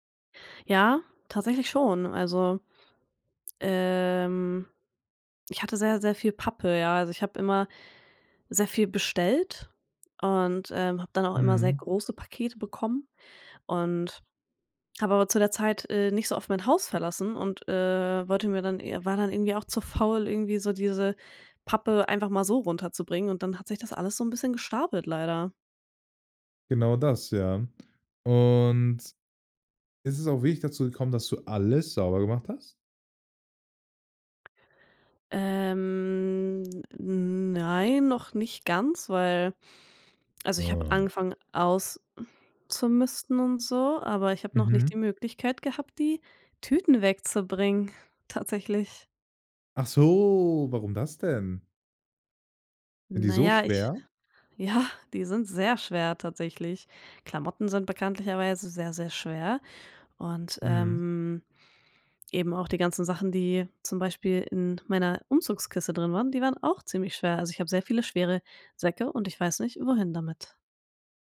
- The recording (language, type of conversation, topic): German, podcast, Wie gehst du beim Ausmisten eigentlich vor?
- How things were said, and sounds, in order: drawn out: "Ähm"; other noise; drawn out: "Achso"; laughing while speaking: "ja"